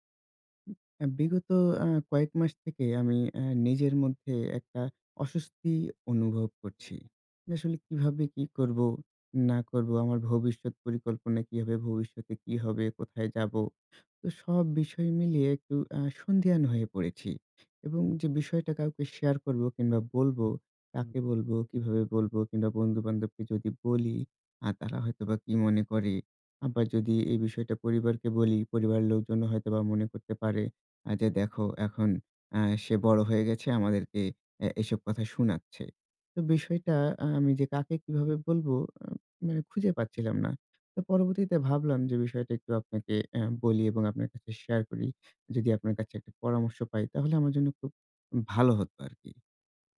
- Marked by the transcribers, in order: none
- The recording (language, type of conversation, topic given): Bengali, advice, আর্থিক দুশ্চিন্তা কমাতে আমি কীভাবে বাজেট করে সঞ্চয় শুরু করতে পারি?